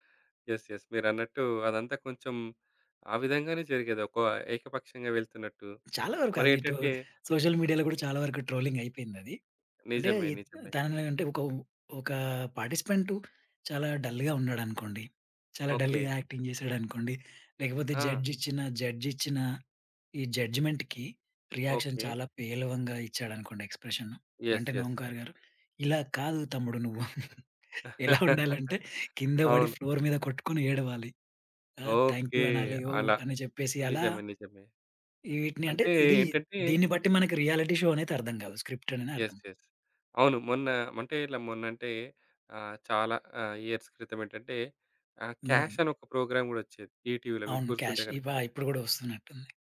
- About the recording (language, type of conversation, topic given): Telugu, podcast, రియాలిటీ షోలు నిజంగానే నిజమేనా?
- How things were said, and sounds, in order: in English: "యెస్ యెస్"; in English: "సోషల్ మీడియాలో"; other background noise; giggle; in English: "యాక్టింగ్"; in English: "జడ్జ్"; in English: "జడ్జ్"; in English: "జడ్జిమెంట్‌కి రియాక్షన్"; in English: "ఎక్స్ప్రెషన్"; in English: "యెస్ యెస్"; giggle; chuckle; in English: "ఫ్లోర్"; in English: "థాంక్ యూ"; in English: "రియాలిటీ షో"; in English: "స్క్రిప్ట్"; in English: "యెస్ యెస్"; in English: "ఇయర్స్"; in English: "ప్రోగ్రామ్"